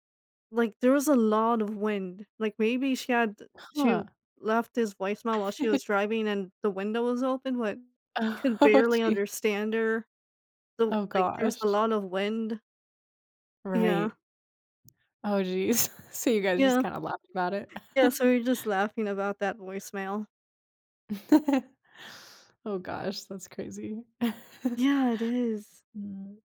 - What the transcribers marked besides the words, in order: chuckle; laughing while speaking: "Oh"; tapping; laughing while speaking: "jeez"; other background noise; chuckle; chuckle; chuckle
- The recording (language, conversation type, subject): English, advice, How can I build confidence to stand up for my values more often?
- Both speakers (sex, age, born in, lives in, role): female, 25-29, United States, United States, advisor; female, 25-29, United States, United States, user